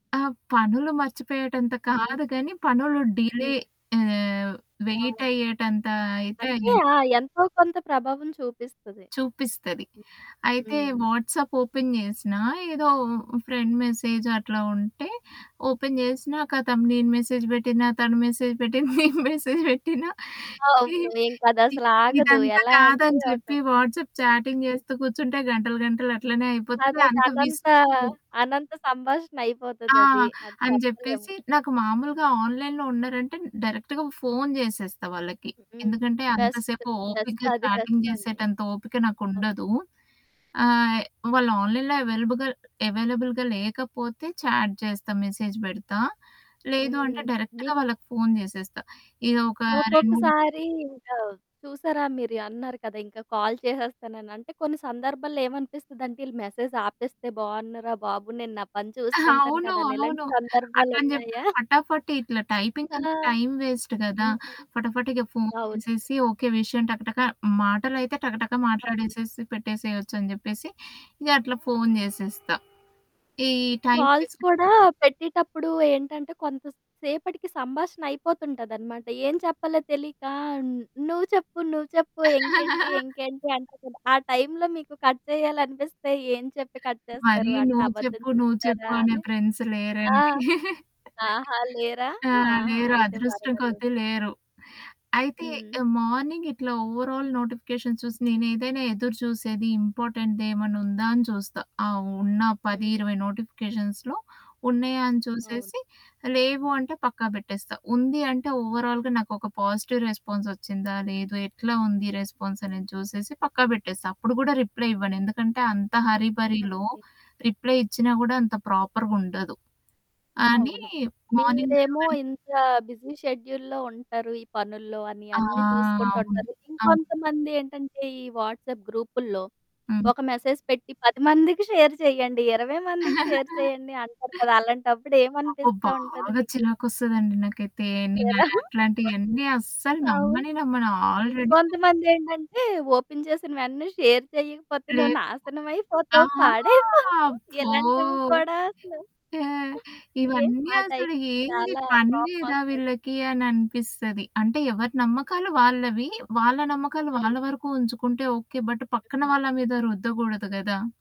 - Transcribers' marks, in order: static; in English: "డిలే"; in English: "వెయిట్"; in English: "వాట్సప్ ఓపెన్"; in English: "ఫ్రెండ్ మెసేజ్"; in English: "ఓపెన్"; in English: "మెసేజ్"; in English: "మెసేజ్"; laughing while speaking: "పెట్టిన నేను మెసేజ్ పెట్టినా"; in English: "మెసేజ్"; in English: "వాట్స్‌అప్ చాటింగ్"; in English: "ఆన్‌లైన్‌లో"; in English: "డైరెక్ట్‌గా"; in English: "బెస్ట్"; in English: "చాటింగ్"; in English: "ఆన్‌లైన్‌లో"; in English: "అవైలబుల్‌గా"; in English: "చాట్"; in English: "మెసేజ్"; in English: "డైరెక్ట్‌గా"; in English: "కాల్"; in English: "మెసేజ్"; giggle; giggle; in English: "టైపింగ్"; in English: "టైమ్ వేస్ట్"; other background noise; in English: "టైమ్"; in English: "కాల్స్"; chuckle; in English: "కట్"; in English: "కట్"; in English: "ఫ్రెండ్స్"; chuckle; in English: "మార్నింగ్"; in English: "ఓవరాల్ నోటిఫికేషన్స్"; in English: "ఇంపార్టెంట్"; in English: "నోటిఫికేషన్స్‌లో"; in English: "ఓవరాల్‌గా"; in English: "పాజిటివ్"; in English: "రిప్లై"; in English: "రిప్లై"; in English: "మార్నింగ్"; in English: "బిజీ షెడ్యూల్‌లో"; in English: "వాట్సప్"; in English: "మెసేజ్"; in English: "షేర్"; in English: "షేర్"; chuckle; chuckle; in English: "ఆల్రెడి"; in English: "ఓపెన్"; in English: "షేర్"; distorted speech; laughing while speaking: "పాడైపోతావు. ఇలాంటివి కూడా అసలు. ఏ"; in English: "బట్"
- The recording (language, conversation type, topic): Telugu, podcast, నోటిఫికేషన్లు వచ్చినప్పుడు మీరు సాధారణంగా ఎలా స్పందిస్తారు?